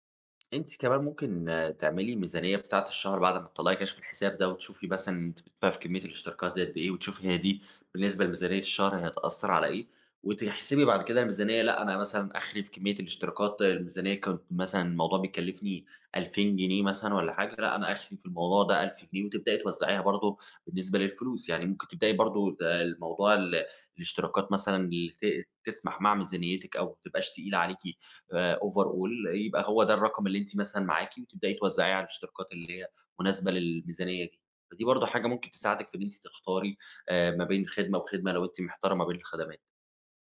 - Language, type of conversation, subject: Arabic, advice, إزاي أفتكر وأتتبع كل الاشتراكات الشهرية المتكررة اللي بتسحب فلوس من غير ما آخد بالي؟
- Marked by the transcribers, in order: tapping; in English: "overall"